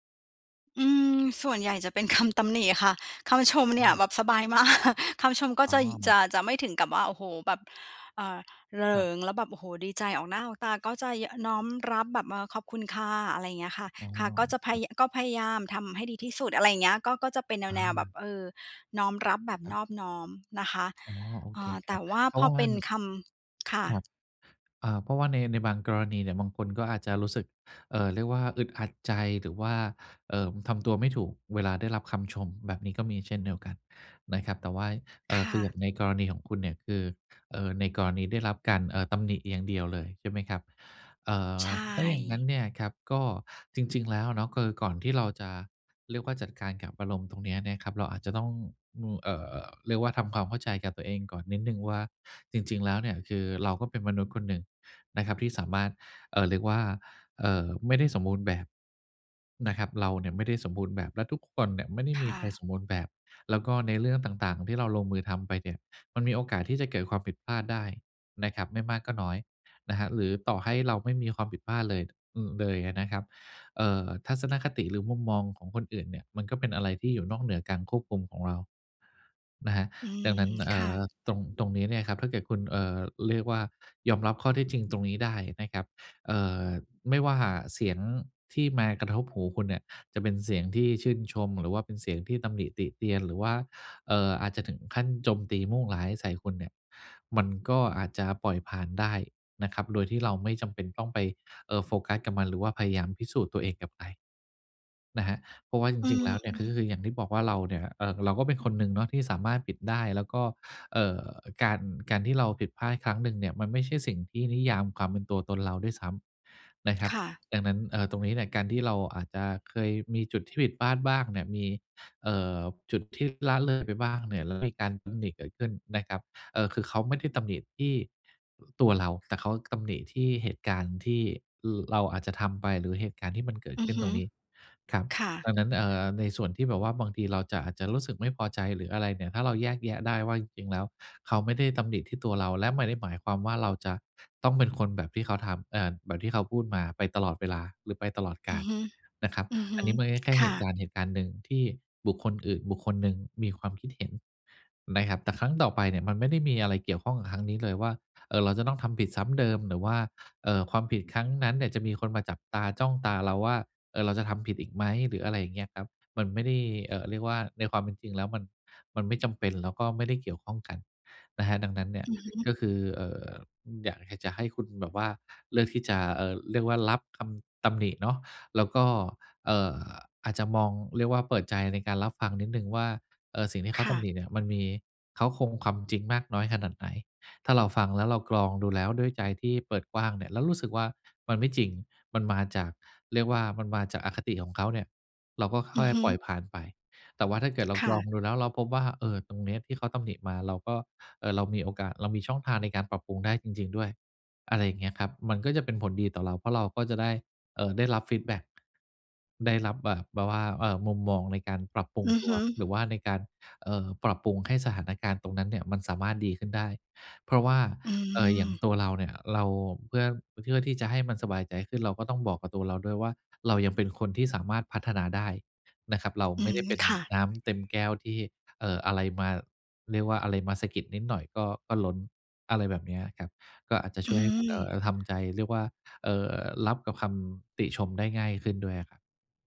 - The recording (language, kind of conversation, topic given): Thai, advice, ฉันควรจัดการกับอารมณ์ของตัวเองเมื่อได้รับคำติชมอย่างไร?
- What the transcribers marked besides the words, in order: other background noise; laughing while speaking: "คำ"; laughing while speaking: "มาก"; "เลย" said as "เดย"; "เพื่อ" said as "เทื่อ"